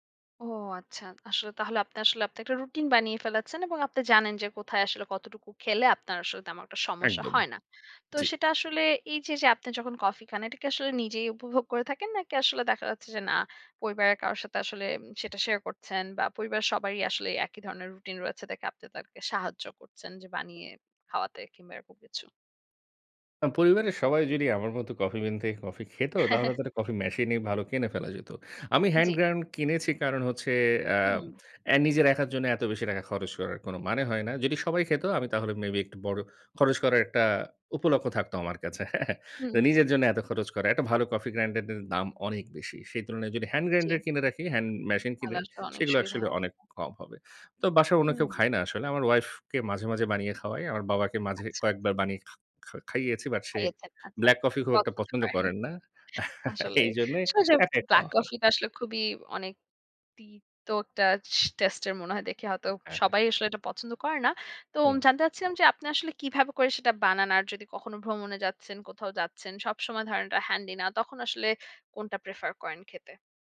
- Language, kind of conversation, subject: Bengali, podcast, চা বা কফি নিয়ে আপনার কোনো ছোট্ট রুটিন আছে?
- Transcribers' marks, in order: chuckle; in English: "কফি মেশিন"; in English: "হ্যান্ড গ্রাইন্ড"; in English: "মেবি"; scoff; in English: "কফি গ্রাইন্ডার"; tapping; in English: "হ্যান্ড গ্রাইন্ডার"; in English: "হ্যান্ড মেশিন"; in English: "একচুয়ালি"; in English: "ওয়াইফ"; chuckle; in English: "হ্যান্ডি"; in English: "প্রেফার"